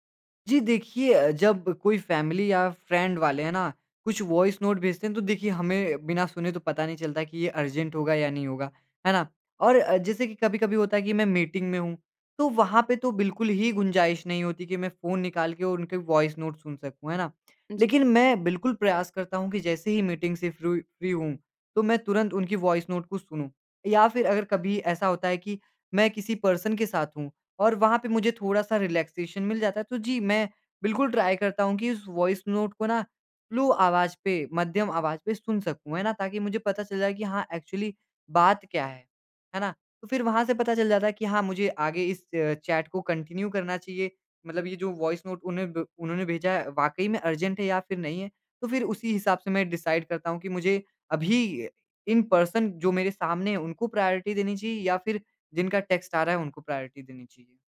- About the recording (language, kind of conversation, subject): Hindi, podcast, वॉइस नोट और टेक्स्ट — तुम किसे कब चुनते हो?
- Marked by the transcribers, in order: in English: "फ़ैमिली"; in English: "फ़्रेंड"; in English: "वॉइस नोट"; in English: "अर्जेंट"; in English: "मीटिंग"; in English: "वॉइस नोट"; in English: "मीटिंग"; in English: "फ़्री"; in English: "वॉइस नोट"; in English: "पर्सन"; in English: "रिलैक्सेशन"; in English: "ट्राई"; in English: "वॉइस नोट"; in English: "स्लो"; in English: "एक्चुअली"; in English: "चैट"; in English: "कंटिन्यू"; in English: "वॉइस नोट"; in English: "अर्जेंट"; in English: "डिसाइड"; in English: "पर्सन"; in English: "प्रायोरिटी"; in English: "टेक्स्ट"; in English: "प्रायोरिटी"